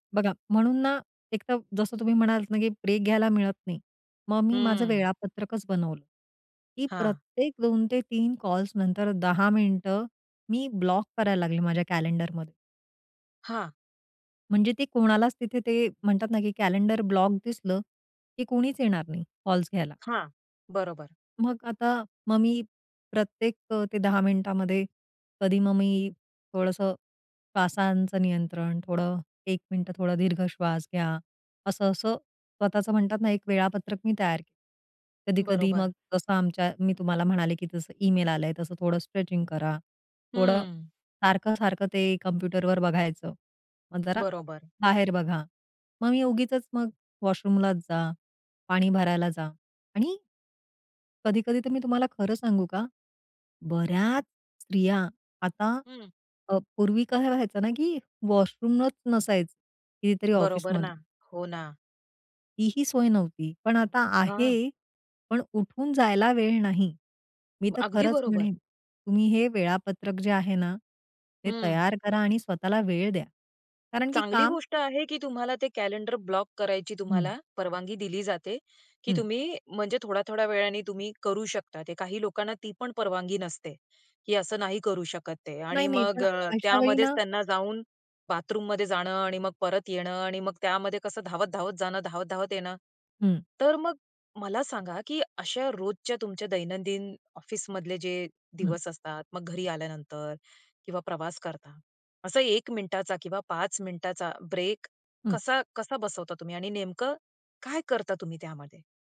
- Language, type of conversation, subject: Marathi, podcast, दैनंदिन जीवनात जागरूकतेचे छोटे ब्रेक कसे घ्यावेत?
- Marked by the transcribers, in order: in English: "ब्रेक"; in English: "ब्लॉक"; in English: "स्ट्रेचिंग"; in English: "वॉशरूमलाच"; other background noise; in English: "वॉशरूमच"; unintelligible speech